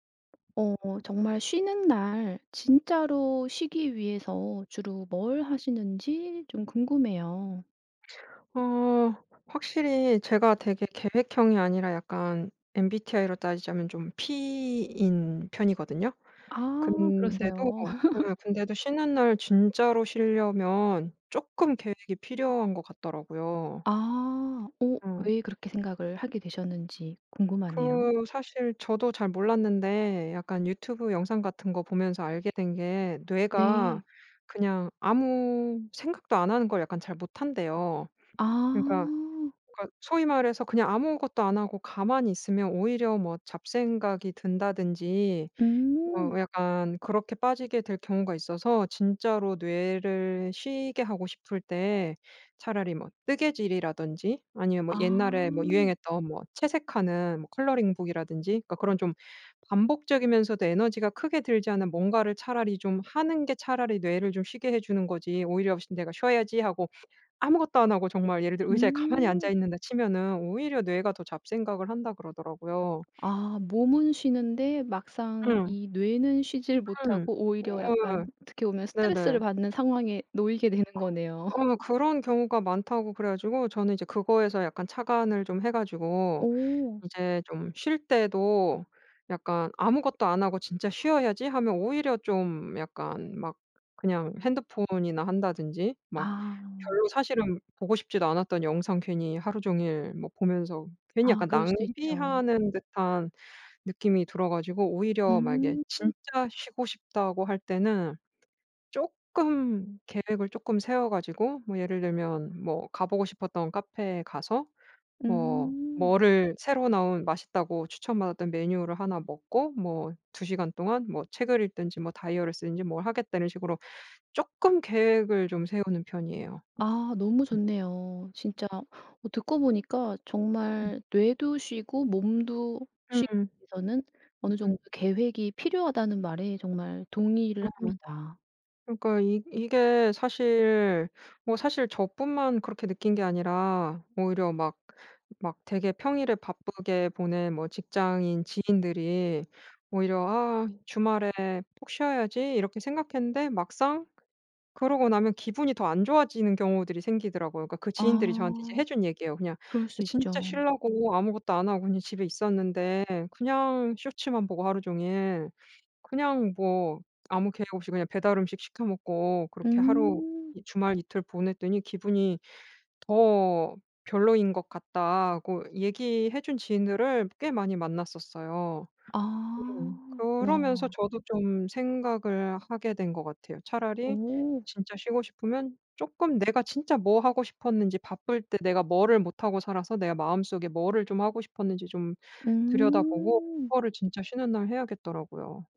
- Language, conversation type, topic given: Korean, podcast, 쉬는 날을 진짜로 쉬려면 어떻게 하세요?
- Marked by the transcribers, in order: tapping; laugh; other background noise; "다이어리를" said as "다이어를"